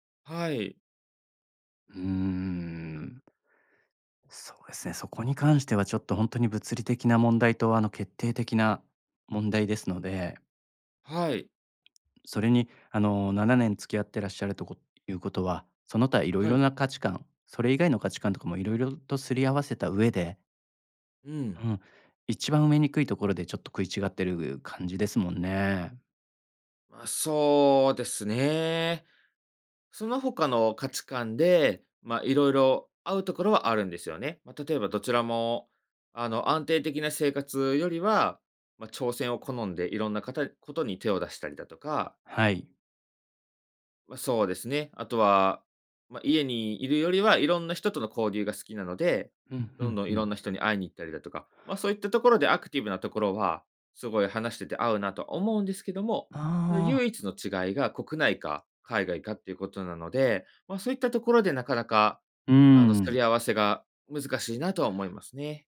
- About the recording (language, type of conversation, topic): Japanese, advice, 結婚や将来についての価値観が合わないと感じるのはなぜですか？
- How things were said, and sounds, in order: none